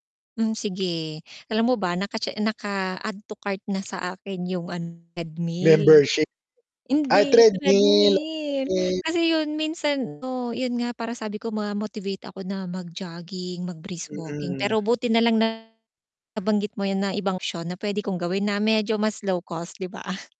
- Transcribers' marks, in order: distorted speech
- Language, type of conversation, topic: Filipino, advice, Paano ko mapapanatili ang motibasyon kapag pakiramdam ko ay wala akong progreso?